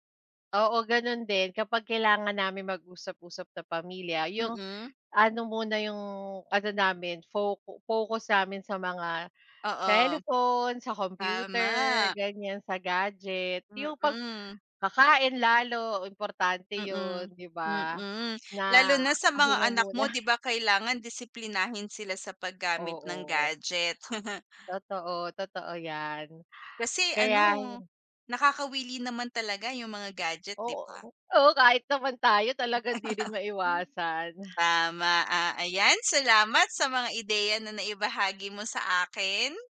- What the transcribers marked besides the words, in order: chuckle; laugh
- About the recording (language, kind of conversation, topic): Filipino, unstructured, Paano mo ginagamit ang teknolohiya sa pang-araw-araw mong buhay?